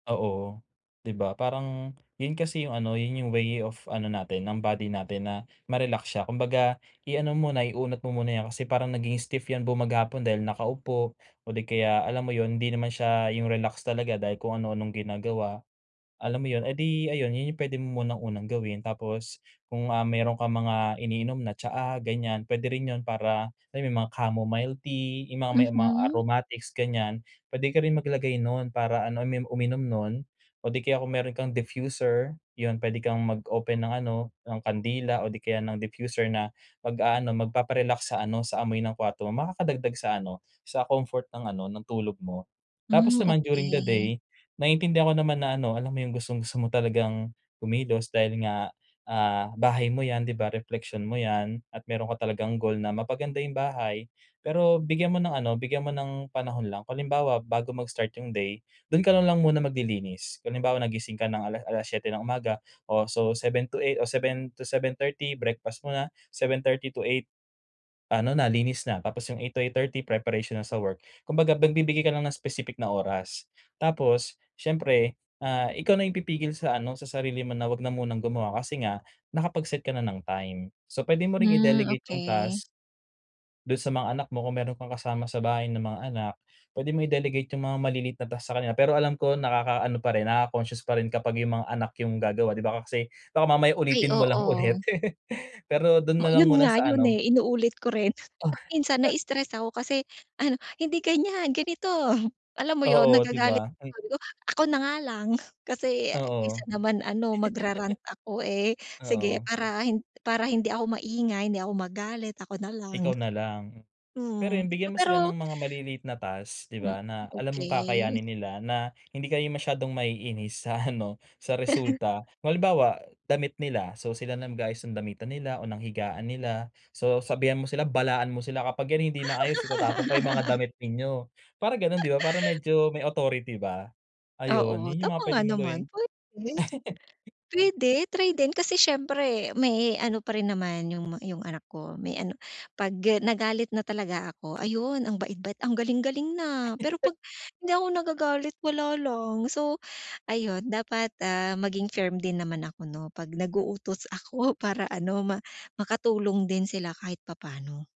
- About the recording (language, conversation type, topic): Filipino, advice, Paano ko mababalanse ang pahinga at ang ambisyon ko?
- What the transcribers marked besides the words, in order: other background noise; in English: "aromatics"; in English: "diffuser"; in English: "diffuser"; chuckle; other noise; chuckle; chuckle; tapping; chuckle; laugh